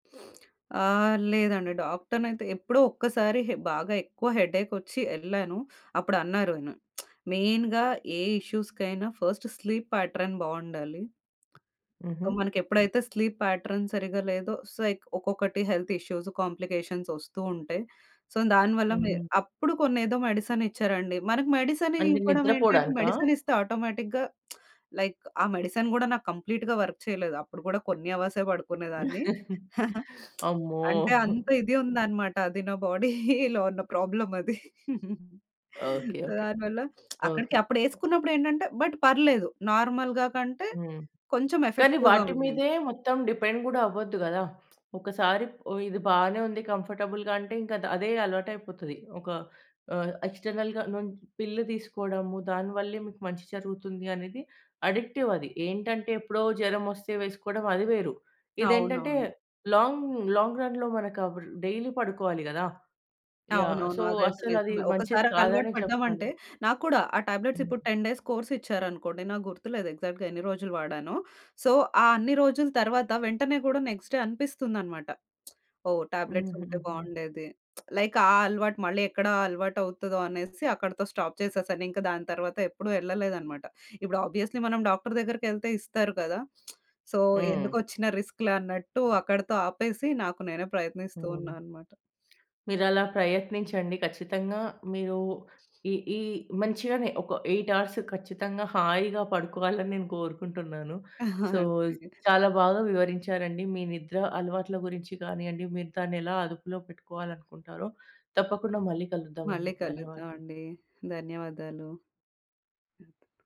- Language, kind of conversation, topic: Telugu, podcast, నిద్ర సరిగా లేకపోతే ఒత్తిడిని ఎలా అదుపులో ఉంచుకోవాలి?
- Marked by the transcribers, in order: sniff; lip smack; in English: "మెయిన్‌గా"; in English: "ఇష్యూస్‌కైనా ఫస్ట్ స్లీప్ ప్యాటర్న్"; tapping; in English: "సో"; in English: "స్లీప్ ప్యాటర్న్"; other background noise; in English: "హెల్త్"; in English: "కాంప్లికేషన్స్"; in English: "సో"; in English: "మెడిసిన్"; in English: "మెడిసిన్"; in English: "ఆటోమేటిక్‌గా లైక్"; lip smack; in English: "మెడిసిన్"; in English: "కంప్లీట్‌గా వర్క్"; chuckle; giggle; lip smack; laughing while speaking: "నా బాడీ‌లో ఉన్న ప్రాబ్లమది"; in English: "సో"; lip smack; in English: "బట్"; in English: "నార్మల్‌గా"; in English: "ఎఫెక్టివ్‌గా"; in English: "డిపెండ్"; lip smack; in English: "కంఫర్టబుల్‌గాంటే"; in English: "ఎక్స్‌టర్నల్‌గా"; in English: "అడిక్టివ్"; in English: "లాంగ్ లాంగ్ రన్‌లో"; in English: "డైలీ"; in English: "సో"; in English: "టాబ్లెట్స్"; in English: "టెన్ డేస్ కోర్స్"; in English: "ఎగ్జాక్ట్‌గా"; in English: "సో"; in English: "నెక్స్ట్ డే"; lip smack; in English: "టాబ్లెట్స్"; lip smack; in English: "లైక్"; in English: "స్టాప్"; in English: "ఆబ్వియస్లీ"; in English: "డాక్టర్"; lip smack; in English: "సో"; in English: "రిస్క్‌లే"; in English: "ఎయిట్ అవర్స్"; in English: "సో"; chuckle